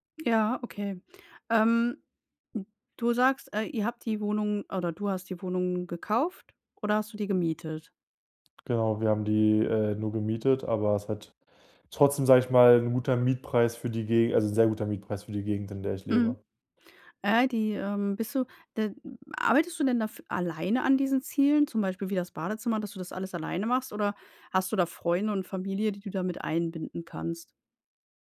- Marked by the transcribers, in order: other noise; other background noise
- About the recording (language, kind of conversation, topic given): German, advice, Wie kann ich meine Fortschritte verfolgen, ohne mich überfordert zu fühlen?